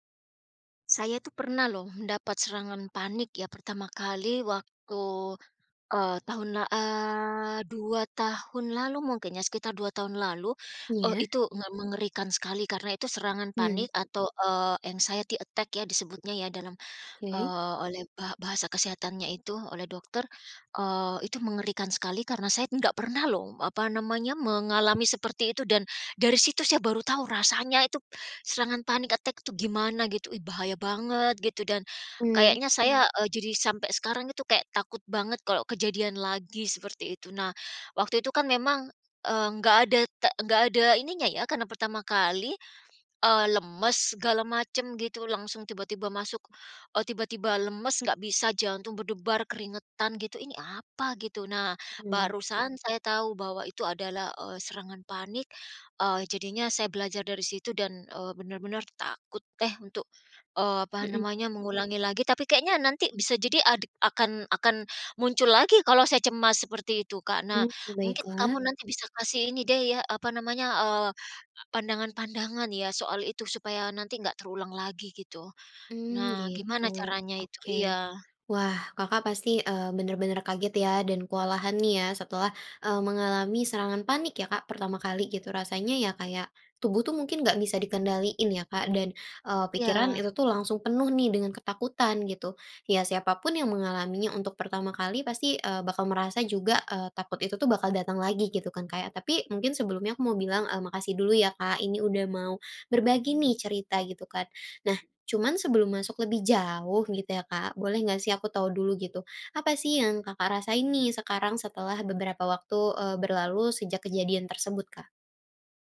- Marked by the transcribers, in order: other background noise; in English: "anxiety attack"; tapping; in English: "panic attack"
- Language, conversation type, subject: Indonesian, advice, Bagaimana pengalaman serangan panik pertama Anda dan apa yang membuat Anda takut mengalaminya lagi?